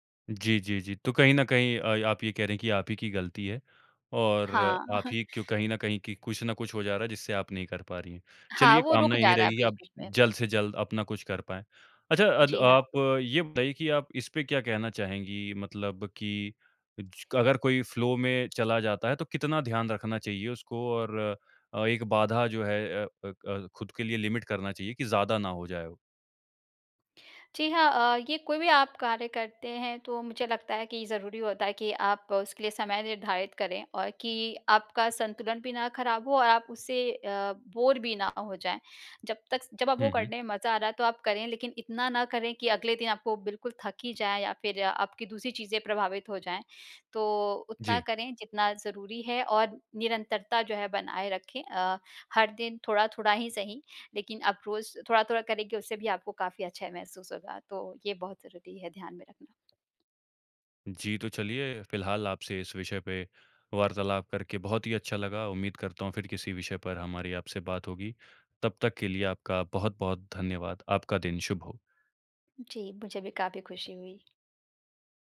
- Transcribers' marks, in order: chuckle; in English: "फ़्लो"; in English: "लिमिट"; in English: "बोर"; tapping; other background noise
- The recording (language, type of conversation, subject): Hindi, podcast, आप कैसे पहचानते हैं कि आप गहरे फ्लो में हैं?